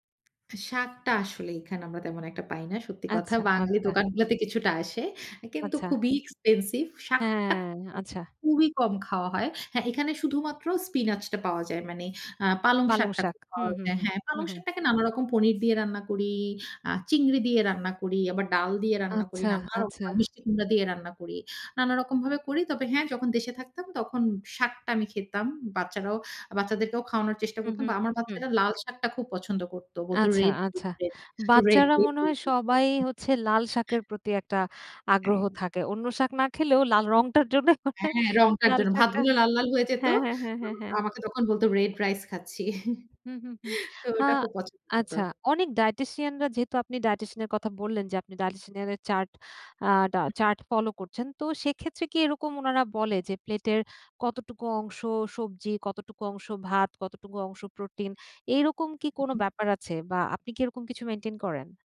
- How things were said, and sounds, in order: other background noise; unintelligible speech; laughing while speaking: "রংটার জন্যে মানে লাল শাকটা"; chuckle; in English: "dietitian"; in English: "dietitian"; in English: "dietitian"
- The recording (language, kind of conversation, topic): Bengali, podcast, আপনি কীভাবে আপনার খাবারে আরও বেশি সবজি যোগ করেন?